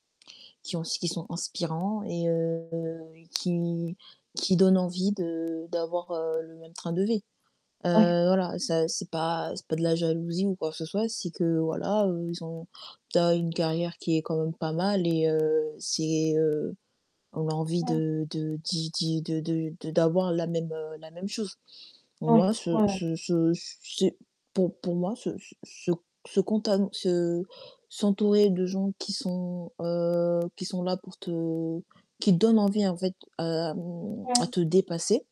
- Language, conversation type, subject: French, unstructured, En quoi le fait de s’entourer de personnes inspirantes peut-il renforcer notre motivation ?
- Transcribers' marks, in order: static; distorted speech; drawn out: "heu"